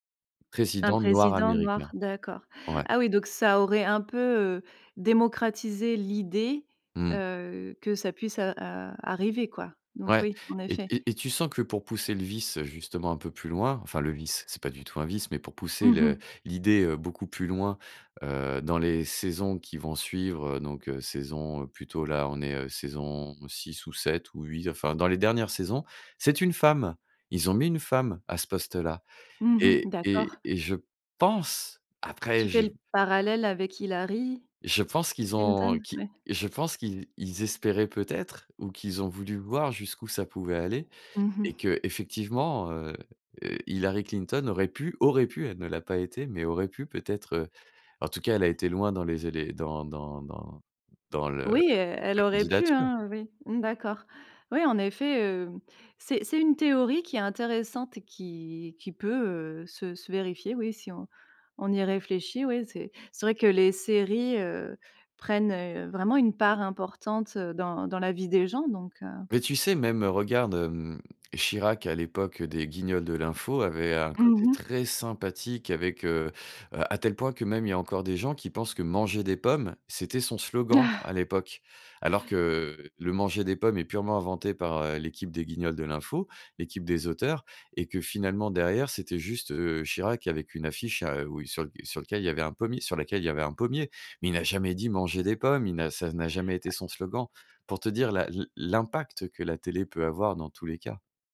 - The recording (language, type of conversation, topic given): French, podcast, Quelle série recommandes-tu à tout le monde, et pourquoi ?
- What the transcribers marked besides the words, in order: stressed: "l'idée"; stressed: "femme"; stressed: "pense"; stressed: "aurait pu"; tapping; other background noise; other noise